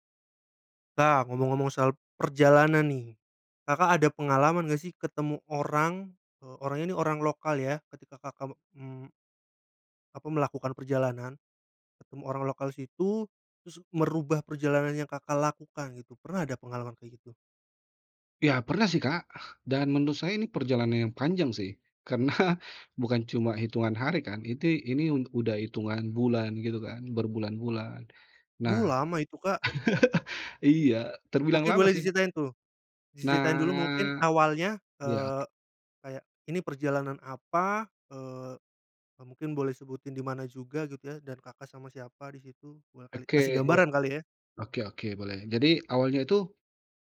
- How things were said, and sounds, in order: laughing while speaking: "karena"; chuckle; other background noise; drawn out: "Nak"
- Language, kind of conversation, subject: Indonesian, podcast, Pernahkah kamu bertemu warga setempat yang membuat perjalananmu berubah, dan bagaimana ceritanya?